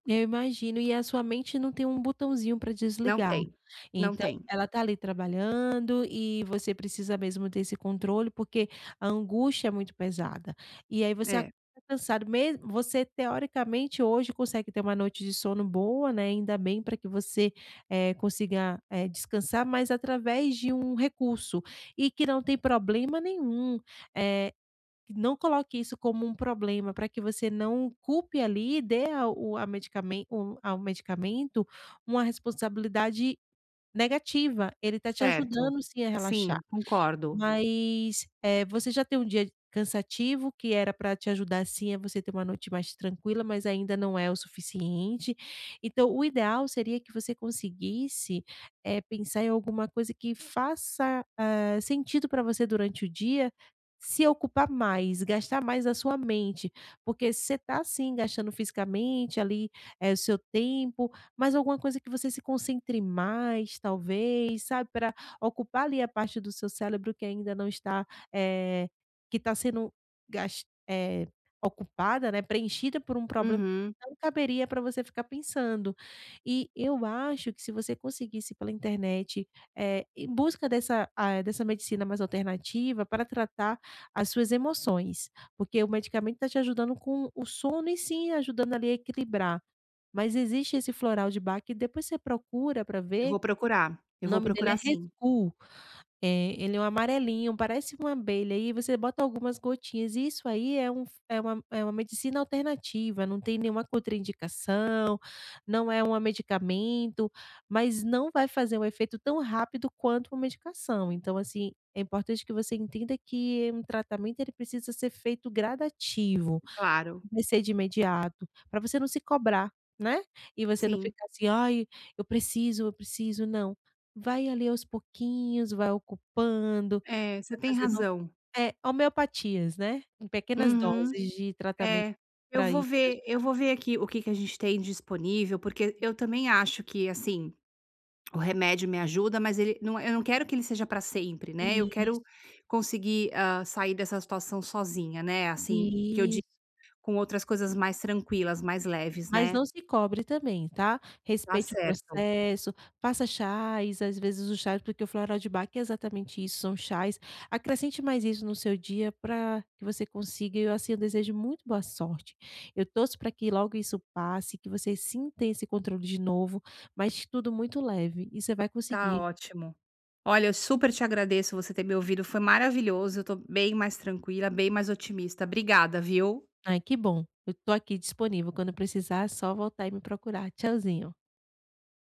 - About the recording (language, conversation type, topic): Portuguese, advice, Como posso reduzir a ansiedade antes de dormir?
- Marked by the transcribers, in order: "cérebro" said as "célebro"